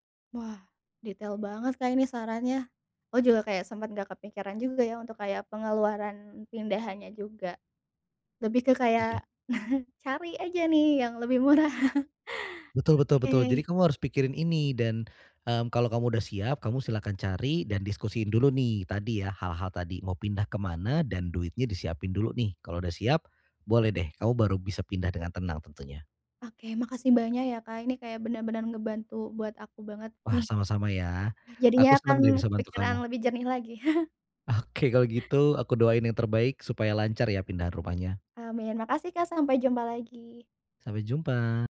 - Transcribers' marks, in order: chuckle; chuckle; chuckle
- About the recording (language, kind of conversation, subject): Indonesian, advice, Bagaimana cara membuat anggaran pindah rumah yang realistis?